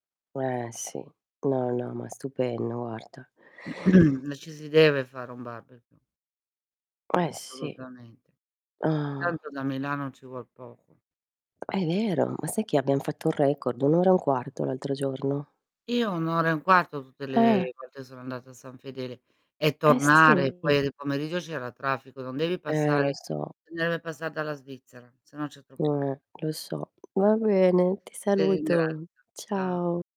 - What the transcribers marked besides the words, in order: tapping; distorted speech; throat clearing; other background noise
- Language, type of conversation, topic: Italian, unstructured, Qual è il tuo ricordo più bello legato alla natura?